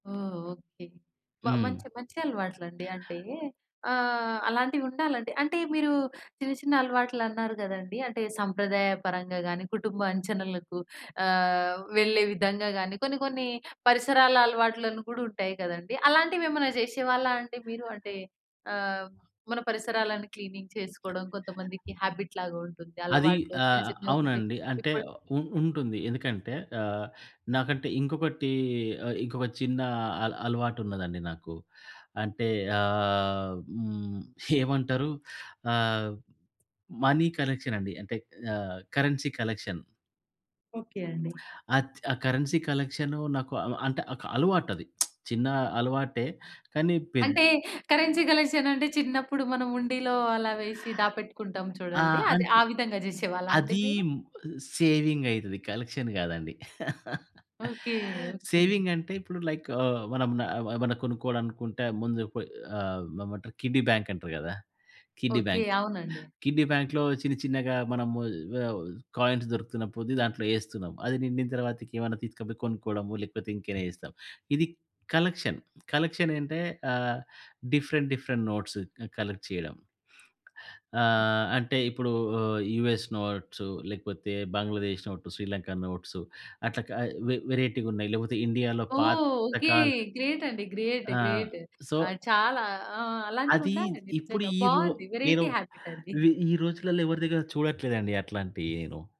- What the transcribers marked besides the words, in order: other background noise; tapping; in English: "క్లీనింగ్"; in English: "హాబిట్"; in English: "కరెన్సీ కలెక్షన్"; in English: "కరెన్సీ"; lip smack; in English: "కరెన్సీ కలెక్షన్"; in English: "కలెక్షన్"; laugh; in English: "సేవింగ్"; in English: "లైక్"; in English: "కిడ్డీ బ్యాంక్"; in English: "కిడ్డీ బ్యాంక్! కిడ్డీ బ్యాంక్‌లో"; in English: "కాయిన్స్"; in English: "కలెక్షన్"; in English: "డిఫరెంట్, డిఫరెంట్ నోట్స్"; in English: "నోట్"; in English: "గ్రేట్"; in English: "గ్రేట్, గ్రేట్"; in English: "సో"; in English: "వేరైటీ"
- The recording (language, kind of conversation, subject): Telugu, podcast, చిన్న అలవాట్లు మీ జీవితంలో పెద్ద మార్పులు తీసుకొచ్చాయని మీరు ఎప్పుడు, ఎలా అనుభవించారు?